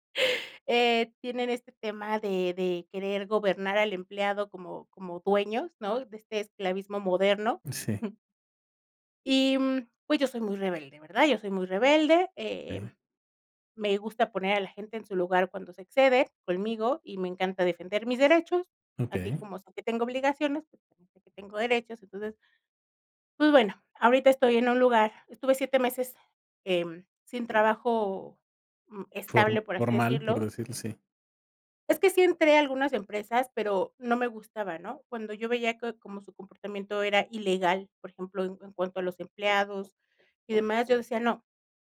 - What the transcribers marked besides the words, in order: none
- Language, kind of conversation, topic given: Spanish, podcast, ¿Qué te ayuda a decidir dejar un trabajo estable?